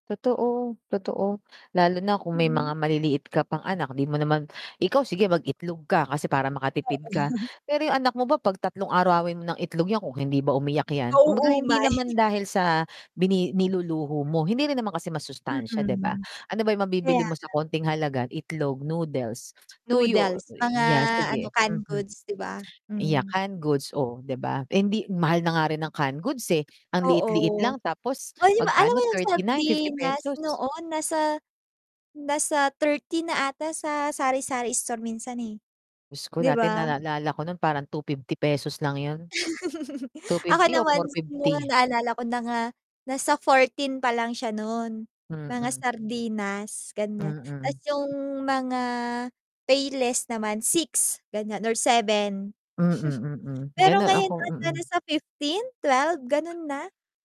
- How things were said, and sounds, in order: static; mechanical hum; distorted speech; other background noise; laugh; background speech; chuckle
- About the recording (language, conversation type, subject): Filipino, unstructured, Ano ang masasabi mo tungkol sa patuloy na pagtaas ng presyo ng mga bilihin?